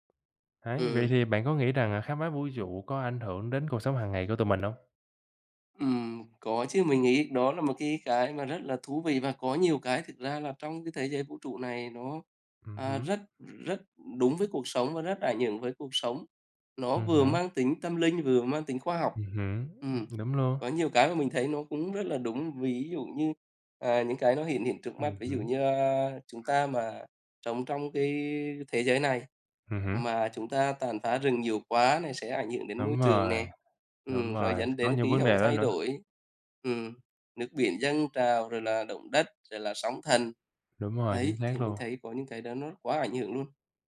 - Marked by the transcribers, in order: other background noise; tapping
- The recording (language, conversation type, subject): Vietnamese, unstructured, Bạn có ngạc nhiên khi nghe về những khám phá khoa học liên quan đến vũ trụ không?